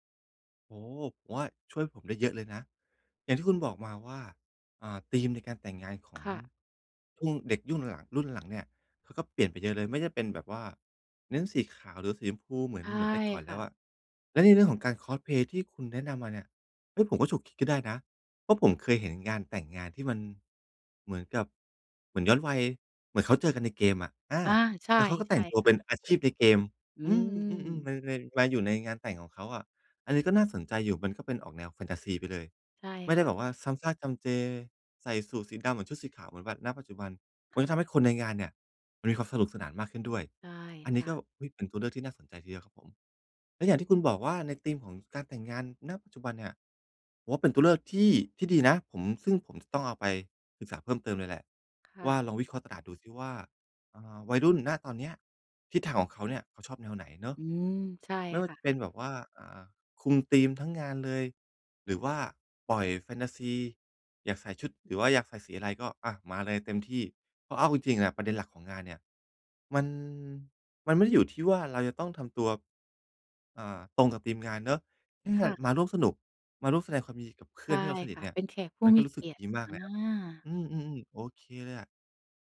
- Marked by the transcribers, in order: in English: "คอสเพลย์"
- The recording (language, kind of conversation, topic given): Thai, advice, การหาลูกค้าและการเติบโตของธุรกิจ